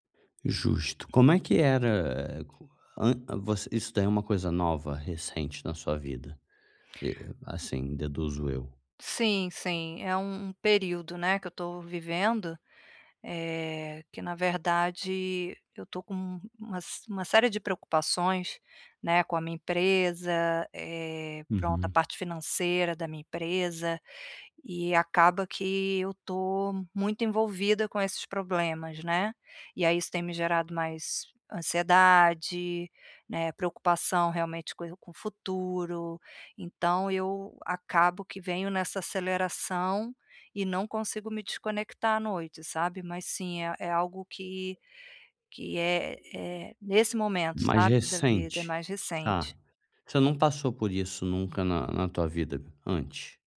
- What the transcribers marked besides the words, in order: tapping; other background noise
- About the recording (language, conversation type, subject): Portuguese, advice, Como é a sua rotina relaxante antes de dormir?
- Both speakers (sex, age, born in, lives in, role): female, 45-49, Brazil, Portugal, user; male, 35-39, Brazil, Germany, advisor